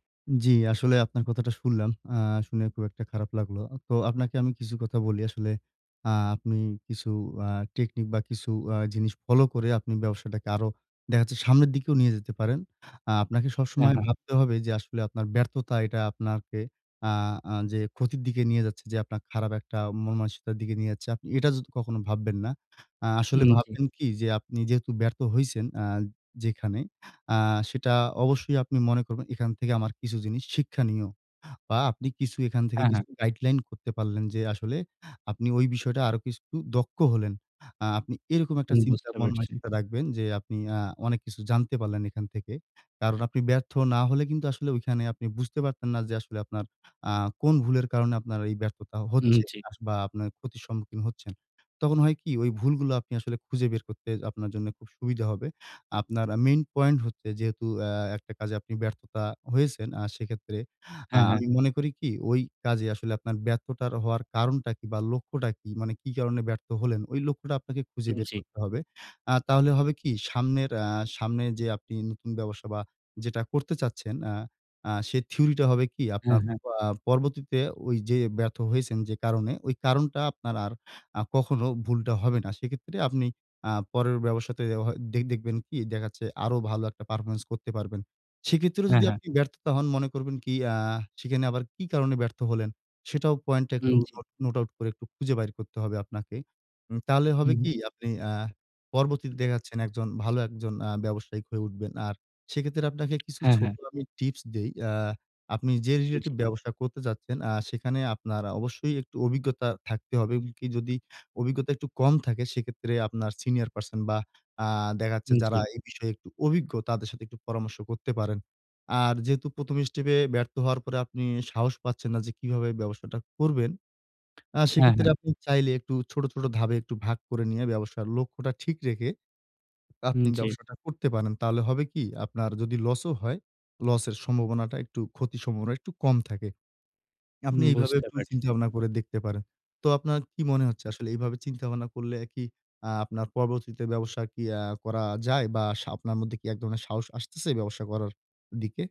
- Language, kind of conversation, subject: Bengali, advice, আমি ব্যর্থতার পর আবার চেষ্টা করার সাহস কীভাবে জোগাড় করব?
- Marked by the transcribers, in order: "আপনাকে" said as "আপনারকে"; "শিক্ষনীয়" said as "শিক্ষানীয়"; "ব্যর্থতার" said as "ব্যর্থটার"; in English: "নোট আউট"; tapping; "ধাপে" said as "ধাবে"